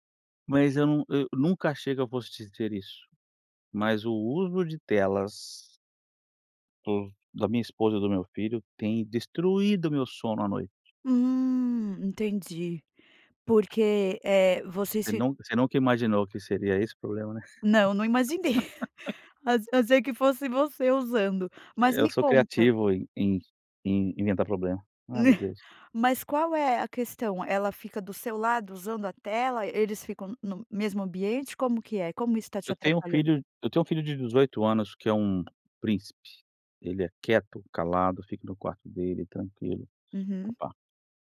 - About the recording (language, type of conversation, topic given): Portuguese, advice, Como o uso de eletrônicos à noite impede você de adormecer?
- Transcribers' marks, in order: chuckle; laugh; laughing while speaking: "Né"; tapping